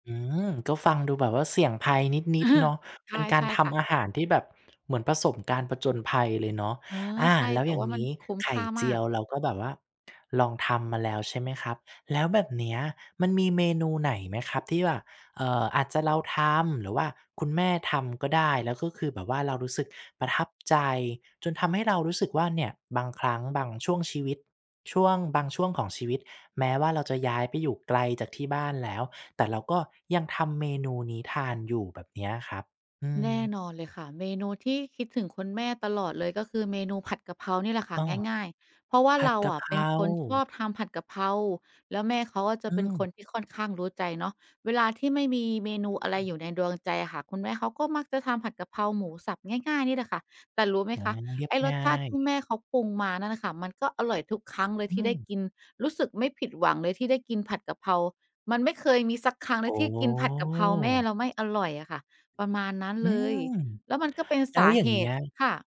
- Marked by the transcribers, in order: chuckle; other noise; other background noise
- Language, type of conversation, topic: Thai, podcast, มีอาหารบ้านเกิดเมนูไหนที่คุณยังทำกินอยู่แม้ย้ายไปอยู่ไกลแล้วบ้าง?